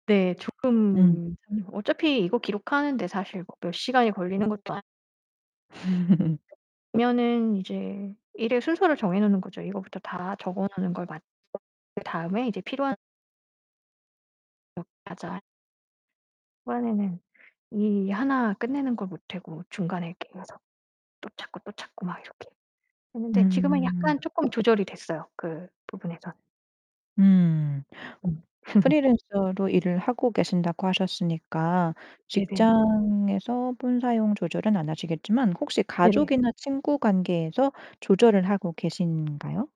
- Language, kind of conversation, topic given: Korean, podcast, 스마트폰 사용을 어떻게 조절하고 계신가요?
- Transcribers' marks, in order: distorted speech; unintelligible speech; laugh; other background noise; laugh